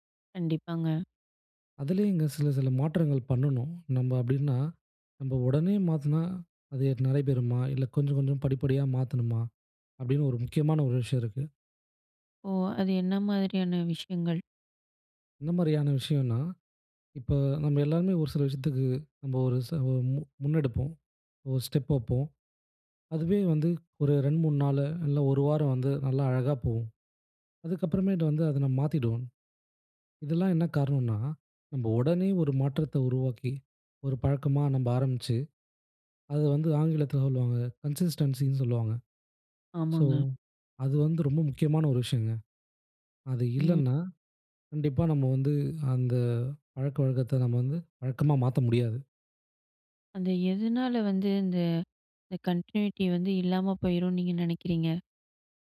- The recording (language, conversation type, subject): Tamil, podcast, ஒரு பழக்கத்தை உடனே மாற்றலாமா, அல்லது படிப்படியாக மாற்றுவது நல்லதா?
- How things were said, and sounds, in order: in English: "ஸ்டெப்"; in English: "கன்சிஸ்டென்சின்னு"; in English: "சோ"; in English: "கன்டினியூட்டி"